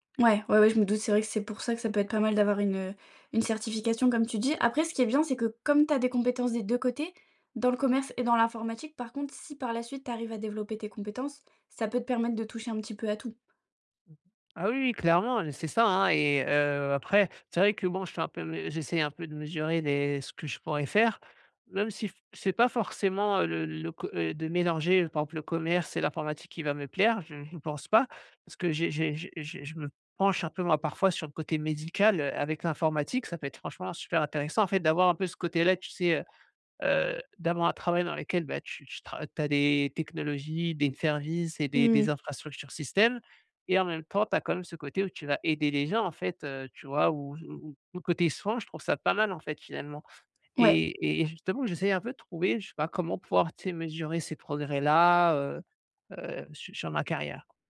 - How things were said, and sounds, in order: unintelligible speech; unintelligible speech; tapping
- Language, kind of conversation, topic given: French, advice, Comment puis-je développer de nouvelles compétences pour progresser dans ma carrière ?